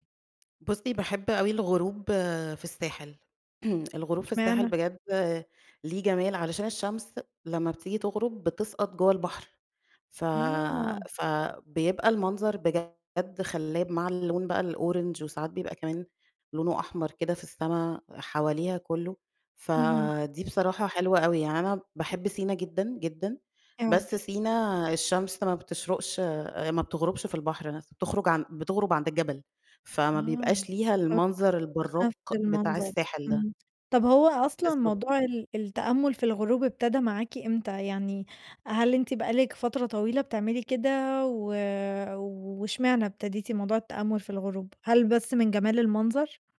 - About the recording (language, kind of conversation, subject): Arabic, podcast, بتحب تتأمل في الغروب؟ بتحس بإيه وبتعمل إيه؟
- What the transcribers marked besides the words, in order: throat clearing; in English: "الأورانج"; unintelligible speech; other background noise